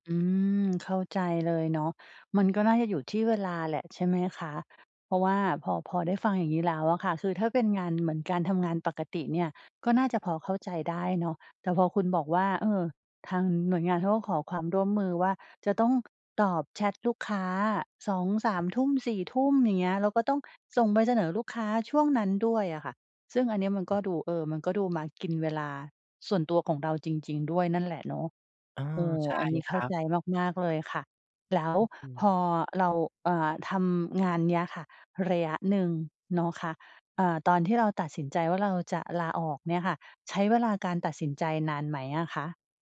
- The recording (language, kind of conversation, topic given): Thai, podcast, คุณหาความสมดุลระหว่างงานกับชีวิตส่วนตัวยังไง?
- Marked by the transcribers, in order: tapping